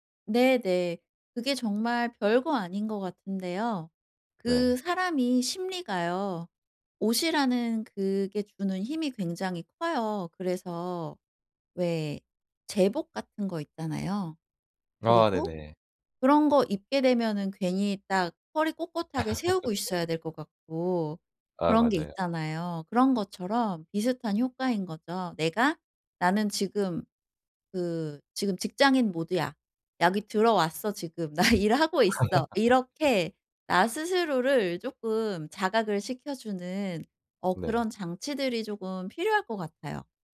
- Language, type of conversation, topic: Korean, advice, 주의 산만함을 어떻게 관리하면 집중을 더 잘할 수 있을까요?
- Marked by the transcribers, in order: laugh; tapping; other background noise; laughing while speaking: "나"; laugh